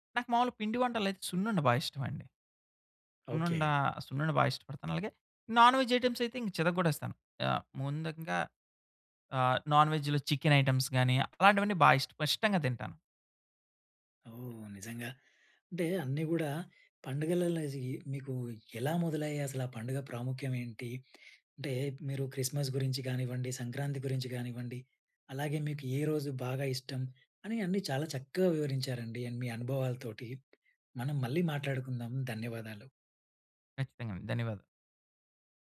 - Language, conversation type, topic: Telugu, podcast, పండుగల సమయంలో ఇంటి ఏర్పాట్లు మీరు ఎలా ప్రణాళిక చేసుకుంటారు?
- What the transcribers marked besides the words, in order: in English: "నాన్ వెజ్ ఐటెమ్స్"; in English: "నాన్ వేజ్‌లో చికెన్ ఐటెమ్స్"